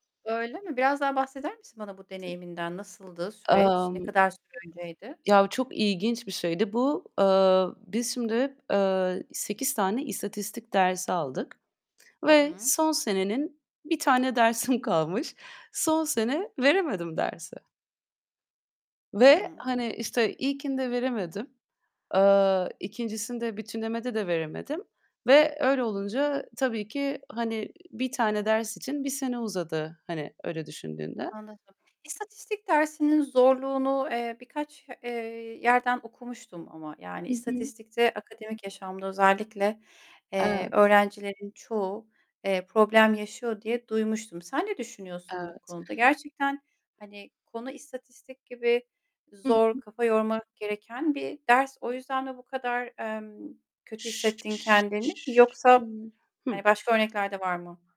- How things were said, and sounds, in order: static; other background noise; distorted speech; tapping; laughing while speaking: "dersim kalmış"; unintelligible speech
- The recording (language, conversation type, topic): Turkish, podcast, Başarısızlıkla karşılaştığında kendini nasıl toparlarsın?